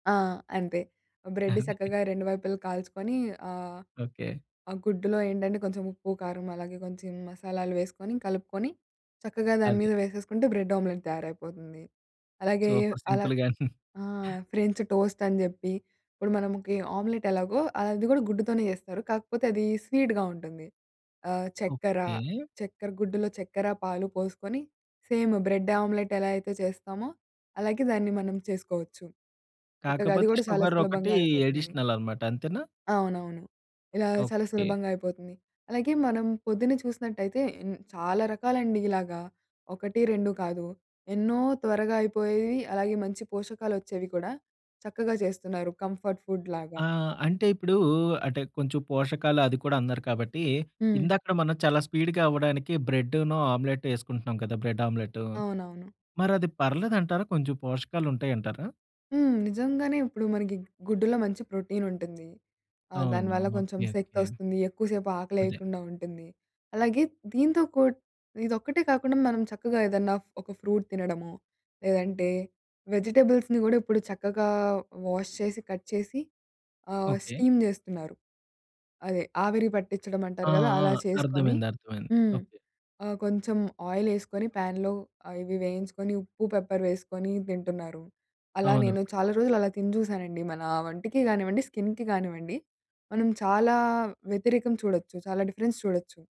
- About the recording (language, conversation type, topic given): Telugu, podcast, తక్కువ సమయంలో సులభంగా వండుకోగల మంచి ఓదార్పునిచ్చే వంటకం ఏది?
- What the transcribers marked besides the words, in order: in English: "సూపర్ సింపుల్‌గా"; chuckle; in English: "ఫ్రెంచ్ టోస్ట్"; in English: "సేమ్ బ్రెడ్ ఆమ్లెట్"; in English: "షుగర్"; in English: "అడిషనల్"; in English: "కంఫర్ట్ ఫుడ్‌లాగా"; in English: "స్పీడ్‌గా"; in English: "ప్రోటీన్"; in English: "ఫ్రూట్"; in English: "వెజిటబుల్స్‌ని"; in English: "వాష్"; in English: "కట్"; in English: "స్టీమ్"; in English: "ప్యాన్‌లో"; in English: "పెప్పర్"; in English: "స్కిన్‌కి"; in English: "డిఫరెన్స్"